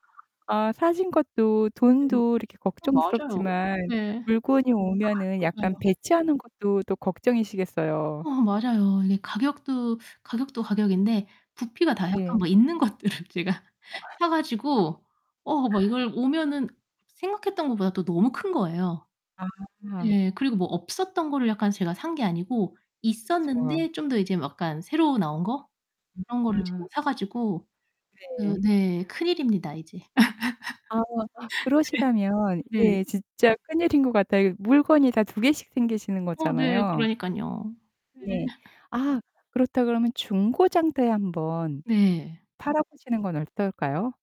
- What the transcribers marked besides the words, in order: distorted speech; other background noise; laughing while speaking: "있는 것들을 제가"; unintelligible speech; laugh; laughing while speaking: "예. 네"; laugh
- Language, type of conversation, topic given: Korean, advice, 세일 때 과하게 지출해서 후회한 적이 있으신가요?